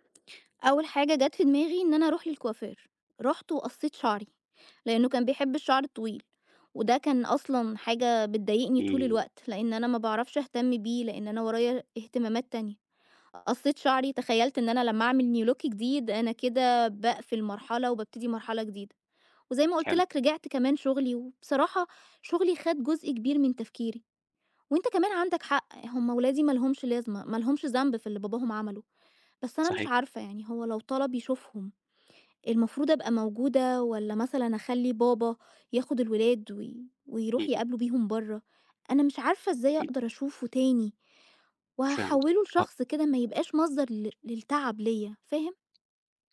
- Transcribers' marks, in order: in English: "new look"; tapping
- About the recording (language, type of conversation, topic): Arabic, advice, إزاي بتتعامل/ي مع الانفصال بعد علاقة طويلة؟